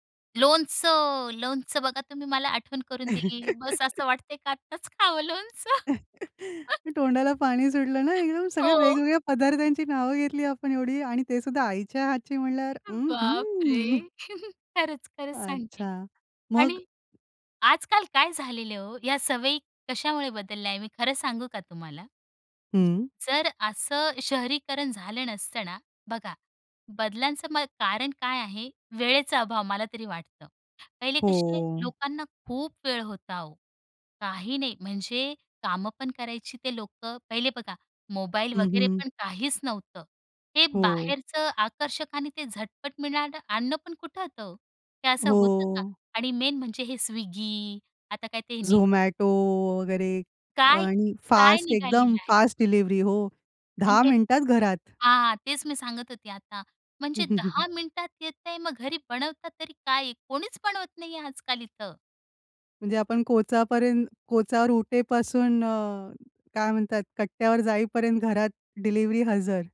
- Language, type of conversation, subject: Marathi, podcast, कुटुंबातील खाद्य परंपरा कशी बदलली आहे?
- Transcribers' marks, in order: drawn out: "लोणचं"; other background noise; laugh; laughing while speaking: "बस असं वाटतंय की आत्ताच खावं लोणचं. हो"; chuckle; laughing while speaking: "तोंडाला पाणी सुटलं ना, एकदम … हातची म्हणल्यावर, अहं"; laugh; tapping; chuckle; laughing while speaking: "खरंच-खरंच सांगते"; put-on voice: "अहं"; "कशे" said as "कसे"; drawn out: "हो"; in English: "मेन"